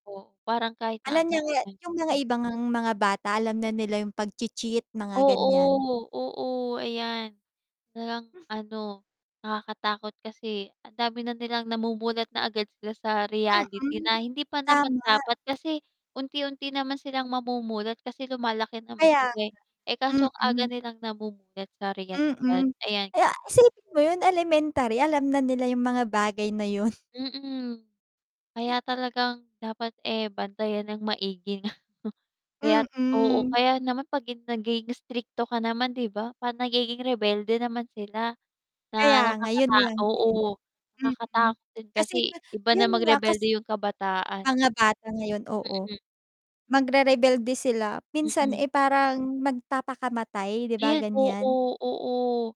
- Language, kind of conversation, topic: Filipino, unstructured, Paano mo malalaman kung handa ka na sa isang relasyon?
- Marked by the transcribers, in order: distorted speech; static; other noise; wind; scoff; mechanical hum; chuckle; other background noise; tapping